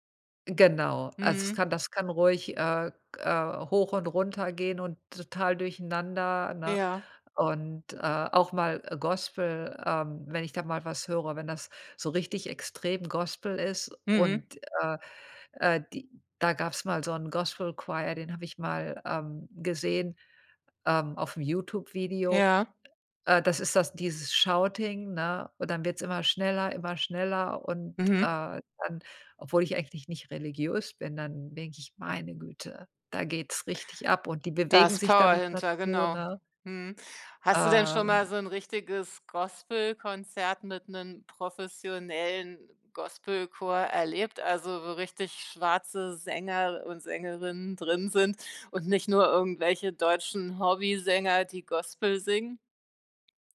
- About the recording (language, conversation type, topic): German, podcast, Welche Musik hörst du, wenn du ganz du selbst sein willst?
- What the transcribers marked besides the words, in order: other background noise; in English: "Gospel-Choir"; tapping